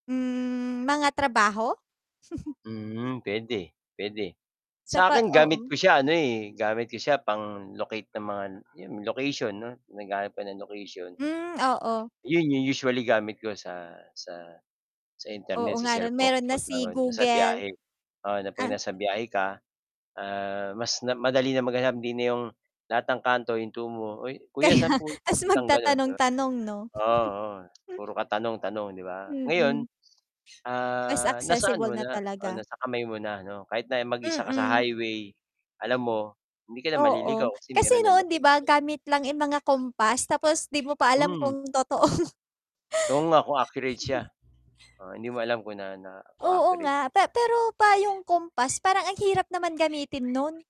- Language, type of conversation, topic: Filipino, unstructured, Paano mo ginagamit ang teknolohiya sa araw-araw?
- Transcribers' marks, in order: static; other background noise; chuckle; dog barking; tapping; laughing while speaking: "Kaya"; other animal sound; chuckle; distorted speech; mechanical hum; laughing while speaking: "totoo"